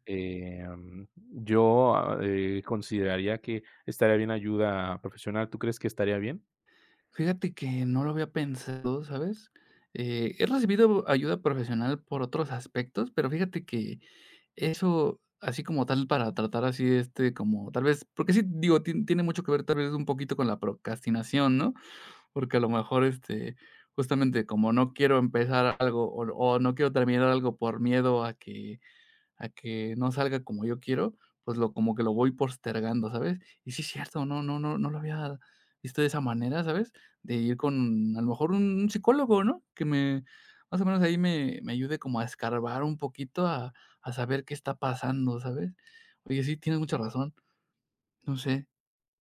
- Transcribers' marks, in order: tapping
- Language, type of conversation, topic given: Spanish, advice, ¿Cómo puedo superar la parálisis por perfeccionismo que me impide avanzar con mis ideas?